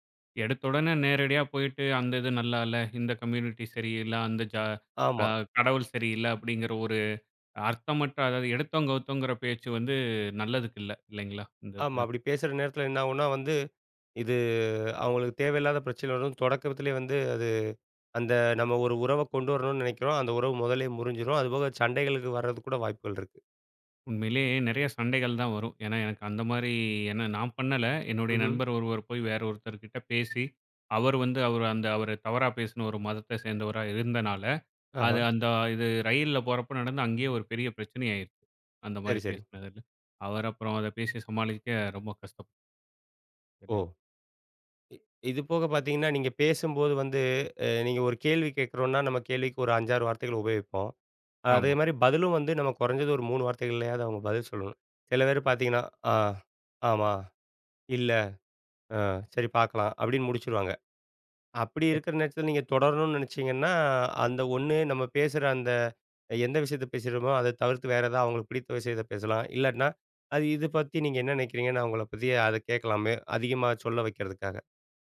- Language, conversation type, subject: Tamil, podcast, சின்ன உரையாடலை எப்படித் தொடங்குவீர்கள்?
- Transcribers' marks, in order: other background noise; "ஆயிருச்சு" said as "ஆயி"; unintelligible speech; drawn out: "இ இது"